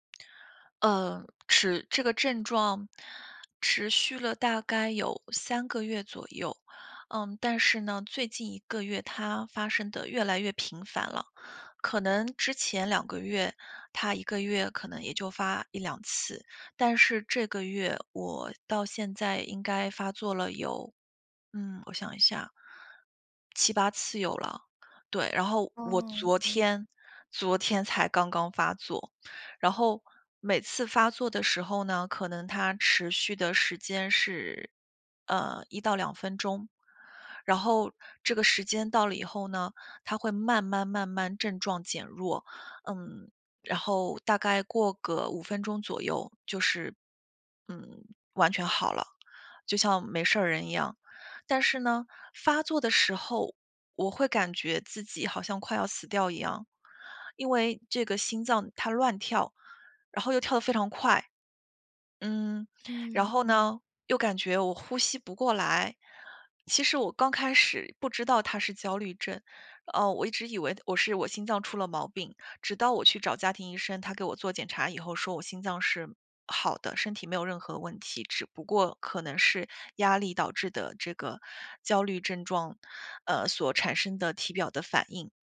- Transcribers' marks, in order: none
- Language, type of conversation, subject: Chinese, advice, 如何快速缓解焦虑和恐慌？